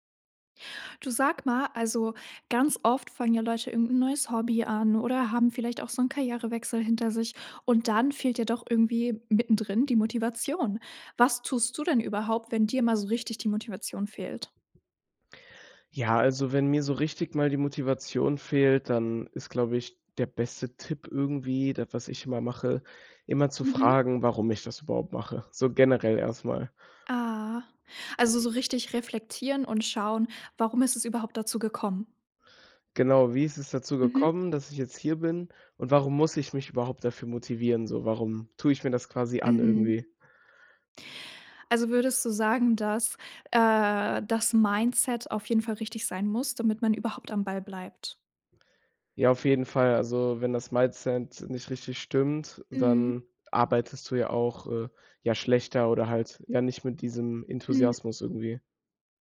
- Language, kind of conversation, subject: German, podcast, Was tust du, wenn dir die Motivation fehlt?
- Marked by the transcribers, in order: none